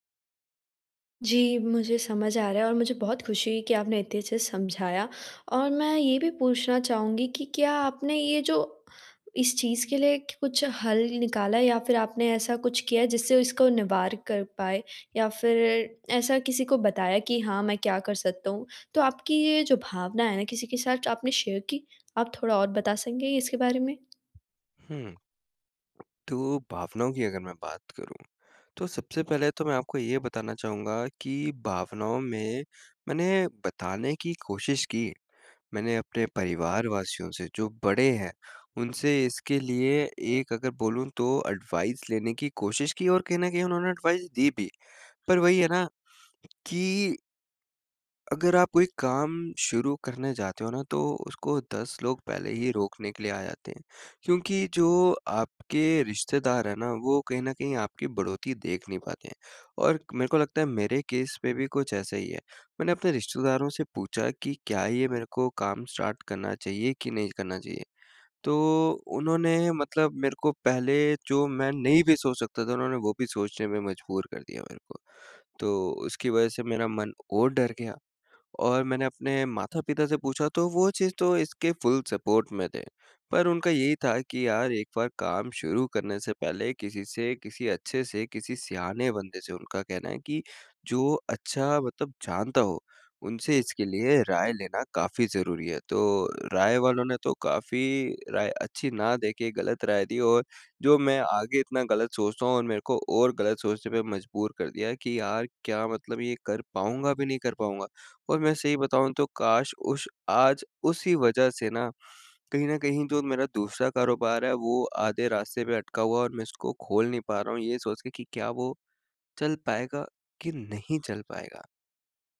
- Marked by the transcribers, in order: in English: "शेयर"; tapping; in English: "एडवाइज़"; in English: "एडवाइज़"; sniff; in English: "केस"; in English: "स्टार्ट"; in English: "फुल सपोर्ट"; sniff
- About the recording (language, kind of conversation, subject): Hindi, advice, आत्म-संदेह को कैसे शांत करूँ?